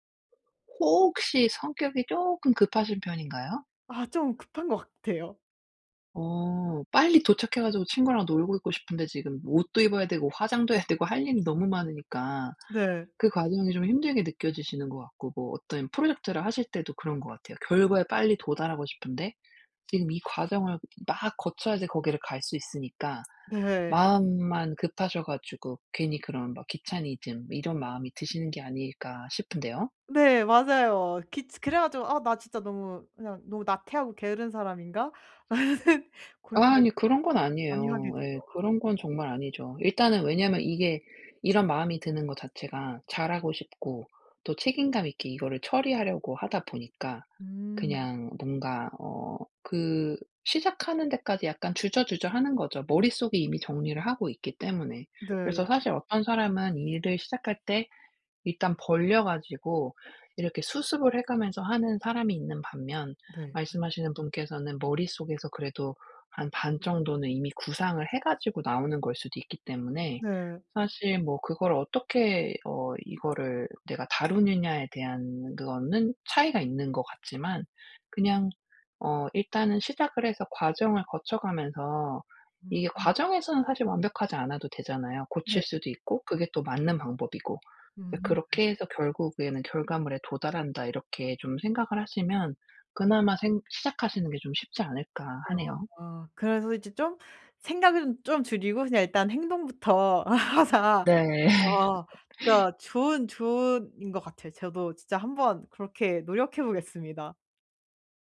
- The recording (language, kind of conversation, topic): Korean, advice, 어떻게 하면 실패가 두렵지 않게 새로운 도전을 시도할 수 있을까요?
- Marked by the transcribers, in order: other background noise; laughing while speaking: "라는 생"; laughing while speaking: "하자"; laugh